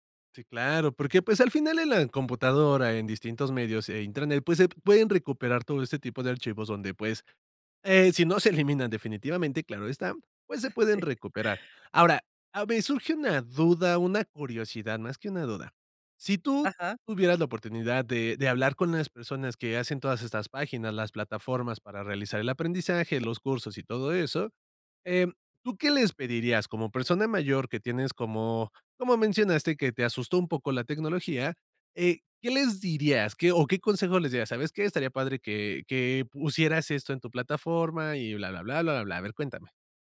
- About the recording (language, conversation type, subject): Spanish, podcast, ¿Qué opinas de aprender por internet hoy en día?
- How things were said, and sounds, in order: laughing while speaking: "Ah, sí"